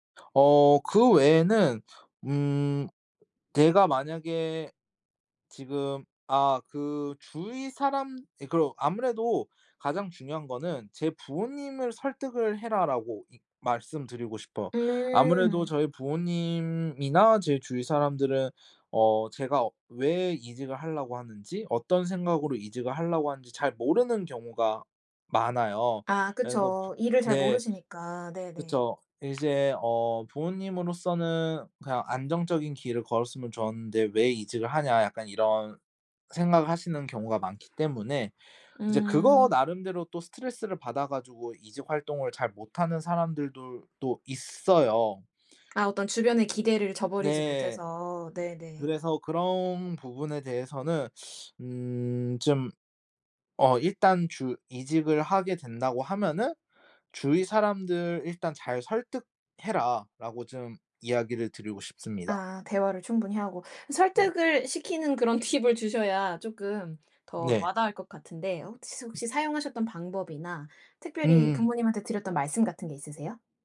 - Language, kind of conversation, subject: Korean, podcast, 직업을 바꾸게 된 계기가 무엇이었나요?
- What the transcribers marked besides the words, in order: other background noise; tapping; teeth sucking; laughing while speaking: "팁을"